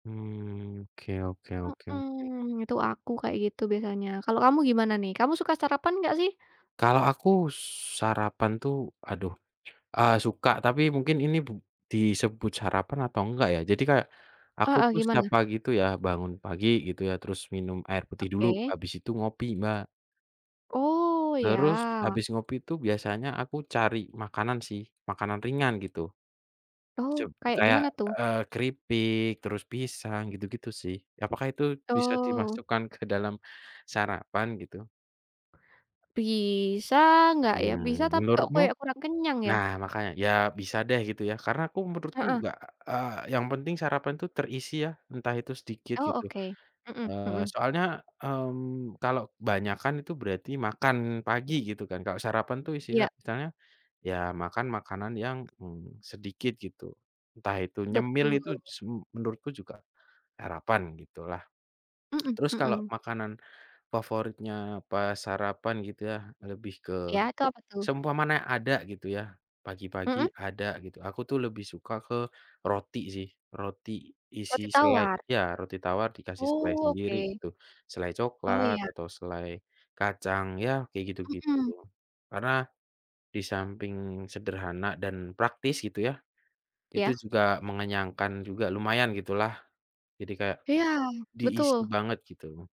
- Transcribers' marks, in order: tapping; laughing while speaking: "ke"; drawn out: "Bisa"; other background noise; tongue click; "seumpamanya" said as "seumpamana"
- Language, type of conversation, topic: Indonesian, unstructured, Apa yang biasanya kamu lakukan di pagi hari?